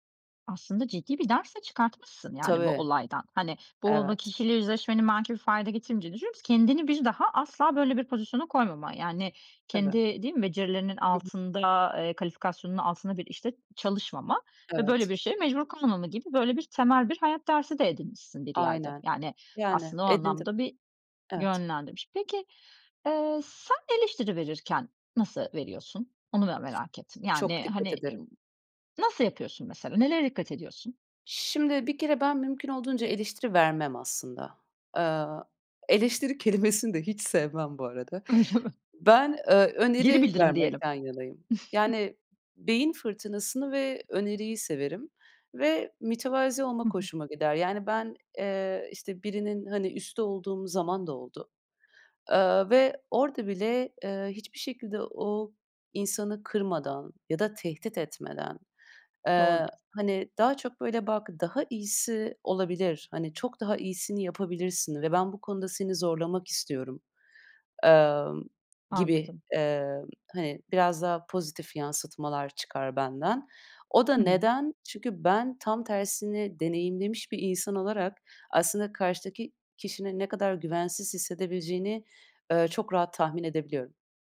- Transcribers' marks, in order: other background noise; tapping; laughing while speaking: "Öyle mi?"; chuckle
- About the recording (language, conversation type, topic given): Turkish, podcast, Eleştiriyi kafana taktığında ne yaparsın?